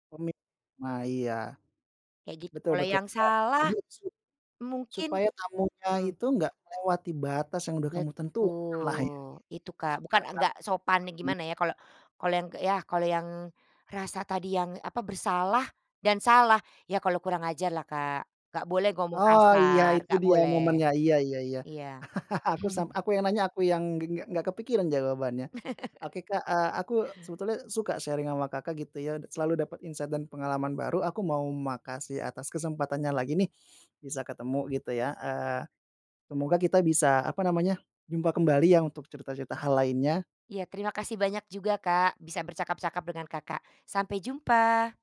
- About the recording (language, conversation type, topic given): Indonesian, podcast, Gimana mengatasi rasa bersalah saat menetapkan batas pada keluarga?
- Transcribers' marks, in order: unintelligible speech; other background noise; chuckle; chuckle; in English: "sharing"; in English: "insight"